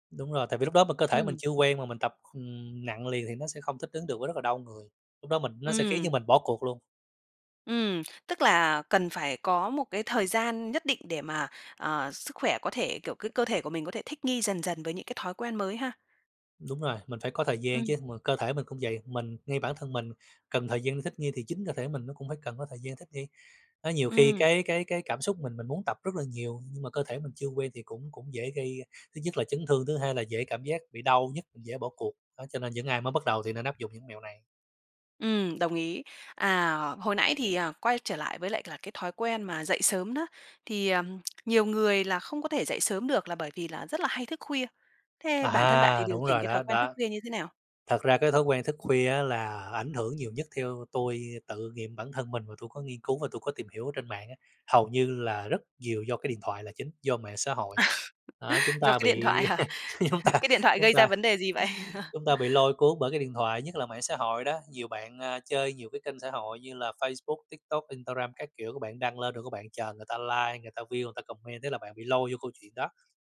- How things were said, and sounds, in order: other background noise; tapping; laughing while speaking: "À"; laugh; laughing while speaking: "chúng ta"; chuckle; laughing while speaking: "vậy?"; chuckle; in English: "like"; in English: "view"; in English: "comment"
- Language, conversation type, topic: Vietnamese, podcast, Bạn có mẹo đơn giản nào dành cho người mới bắt đầu không?